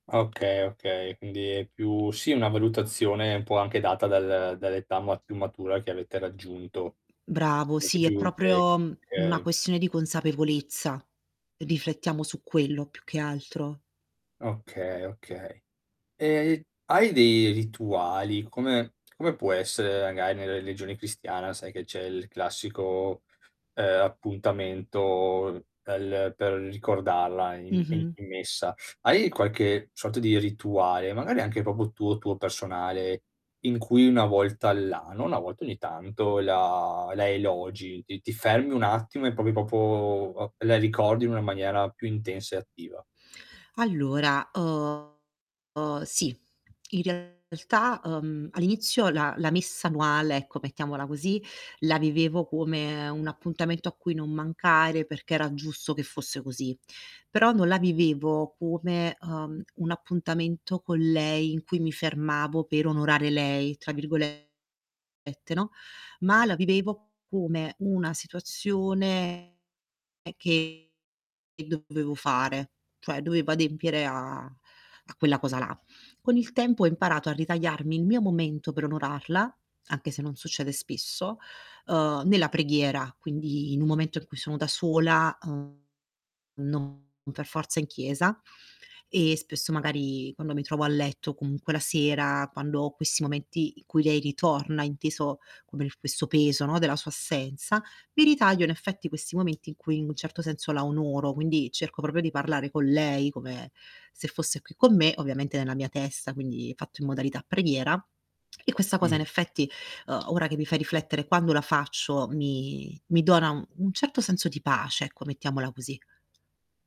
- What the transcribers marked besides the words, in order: other noise; in English: "tech"; tapping; tongue click; "magari" said as "lagari"; "proprio" said as "propo"; other background noise; drawn out: "la"; "proprio" said as "propo"; distorted speech; "annuale" said as "anuale"
- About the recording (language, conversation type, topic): Italian, advice, Come posso ricostruire la fiducia dopo una perdita emotiva?